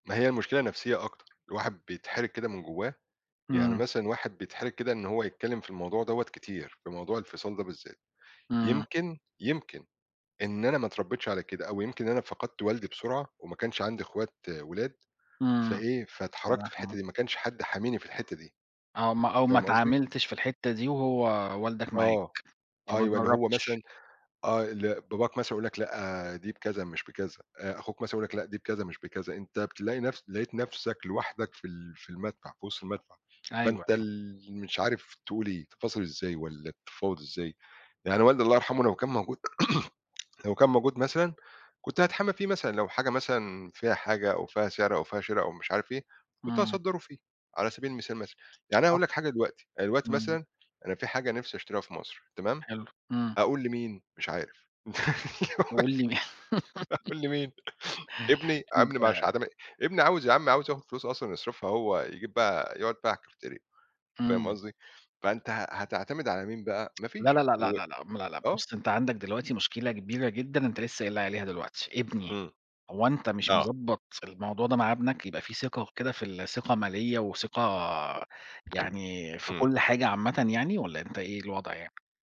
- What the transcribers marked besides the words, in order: sniff; unintelligible speech; tapping; throat clearing; laugh; laughing while speaking: "أيوه، أقول لمين؟"; other background noise
- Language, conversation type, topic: Arabic, unstructured, هل جرّبت تساوم على سعر حاجة ونجحت؟ كان إحساسك إيه؟